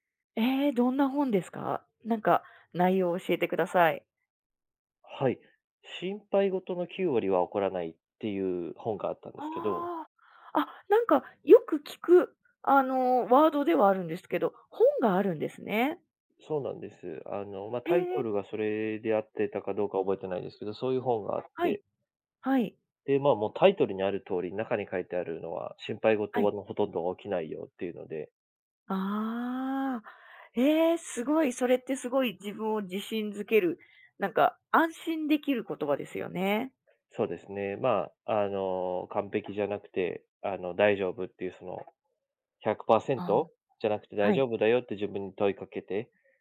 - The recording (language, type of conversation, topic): Japanese, podcast, 自信がないとき、具体的にどんな対策をしていますか?
- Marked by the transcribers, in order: tapping; other background noise